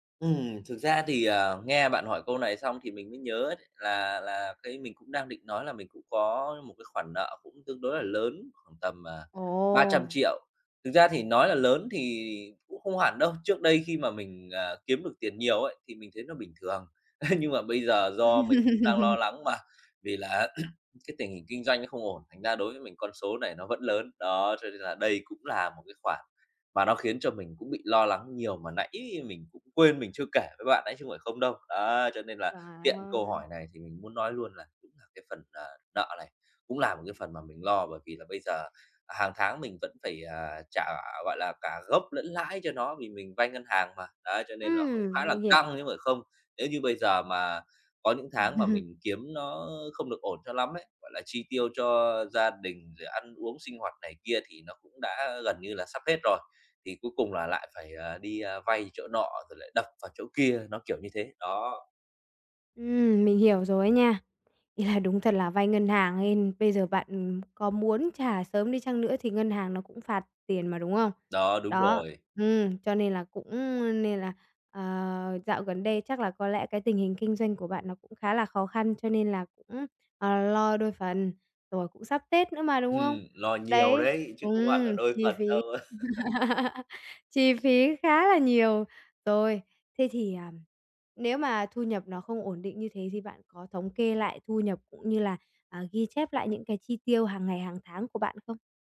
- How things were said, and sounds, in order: other background noise; chuckle; cough; tapping; other noise; chuckle; laugh
- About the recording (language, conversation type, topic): Vietnamese, advice, Làm thế nào để đối phó với lo lắng về tiền bạc khi bạn không biết bắt đầu từ đâu?